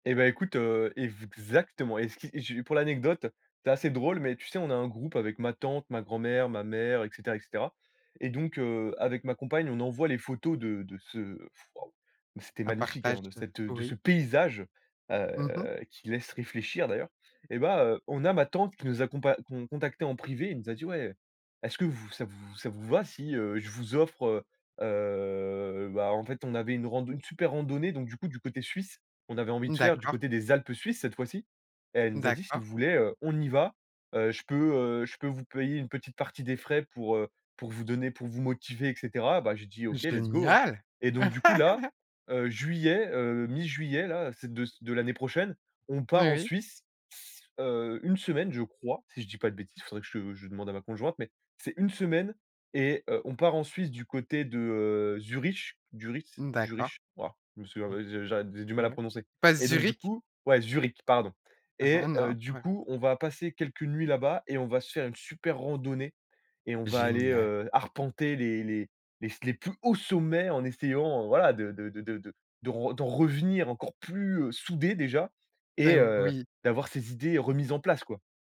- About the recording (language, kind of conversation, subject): French, podcast, Quand la nature t'a-t-elle fait sentir tout petit, et pourquoi?
- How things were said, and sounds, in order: blowing; stressed: "paysage"; laugh; in English: "let's go !"; chuckle; stressed: "pardon"